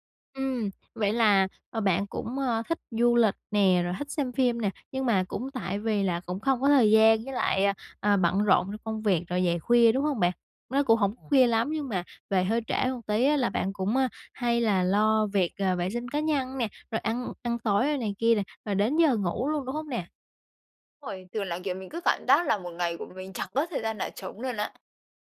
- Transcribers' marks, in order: tapping
- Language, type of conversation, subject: Vietnamese, advice, Làm thế nào để tôi thoát khỏi lịch trình hằng ngày nhàm chán và thay đổi thói quen sống?